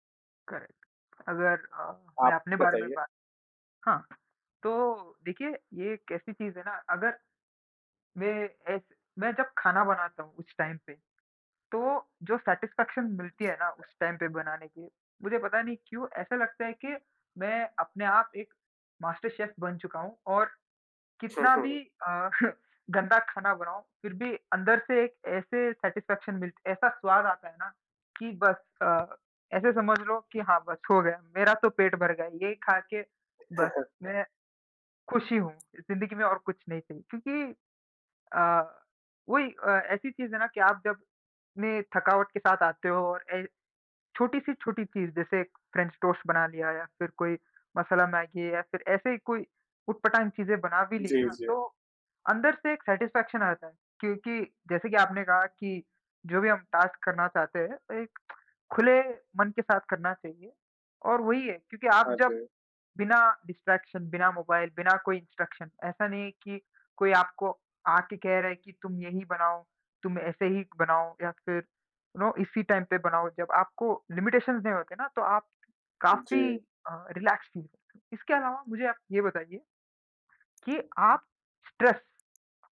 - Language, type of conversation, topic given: Hindi, unstructured, आप अपनी शाम को अधिक आरामदायक कैसे बनाते हैं?
- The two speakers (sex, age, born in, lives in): male, 20-24, India, India; male, 25-29, India, India
- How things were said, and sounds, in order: in English: "करेक्ट"; other background noise; in English: "टाइम"; in English: "सैटिस्फैक्शन"; in English: "टाइम"; in English: "मास्टर शेफ़"; chuckle; in English: "सैटिस्फैक्शन"; tapping; in English: "सैटिस्फैक्शन"; in English: "टास्क"; in English: "डिस्ट्रैक्शन"; in English: "इंस्ट्रक्शन"; in English: "यू नो"; in English: "टाइम"; in English: "लिमिटेशंस"; in English: "रिलैक्स फील"; in English: "स्ट्रेस"